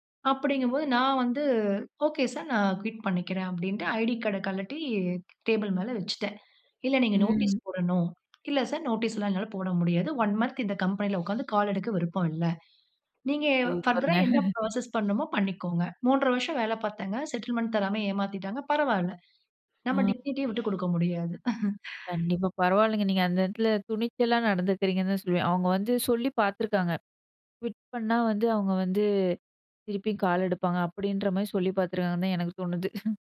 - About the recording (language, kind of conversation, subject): Tamil, podcast, நீங்கள் வாழ்க்கையின் நோக்கத்தை எப்படிக் கண்டுபிடித்தீர்கள்?
- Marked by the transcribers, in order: in English: "குயிட்"; in English: "ஃப்ர்தர்ஆ"; chuckle; in English: "புரோசஸ்"; in English: "செட்டில்மென்ட்"; in English: "டிக்னிட்டிய"; chuckle; in English: "குயிட்"; chuckle